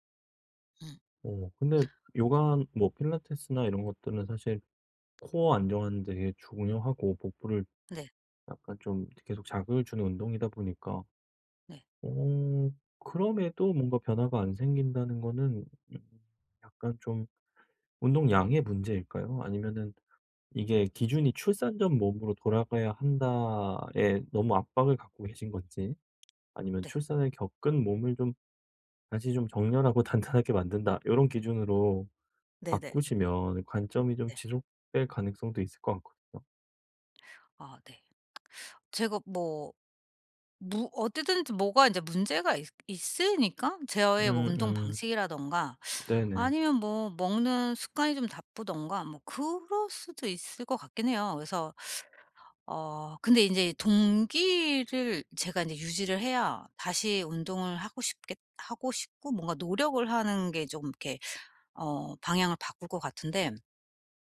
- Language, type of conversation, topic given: Korean, advice, 동기부여가 떨어질 때도 운동을 꾸준히 이어가기 위한 전략은 무엇인가요?
- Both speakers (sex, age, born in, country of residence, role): female, 45-49, South Korea, Portugal, user; male, 60-64, South Korea, South Korea, advisor
- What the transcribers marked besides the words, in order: other background noise; tapping; laughing while speaking: "정렬하고 단단하게 만든다.'"; lip smack